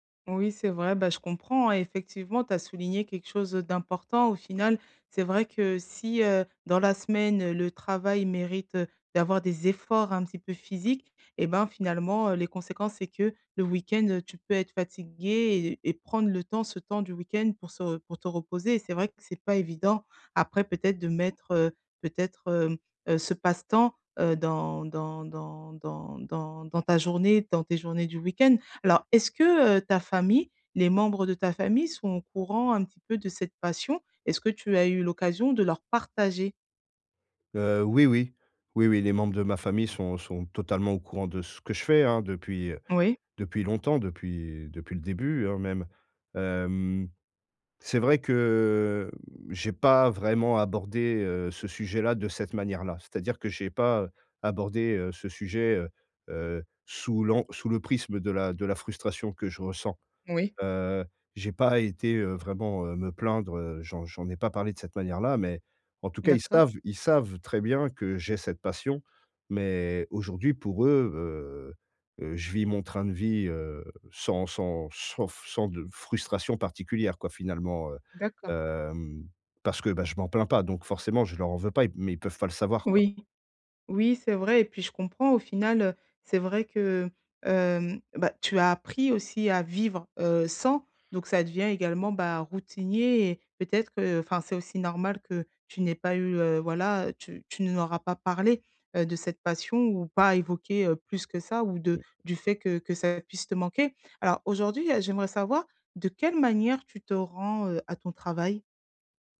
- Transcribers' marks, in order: none
- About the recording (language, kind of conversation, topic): French, advice, Comment puis-je trouver du temps pour une nouvelle passion ?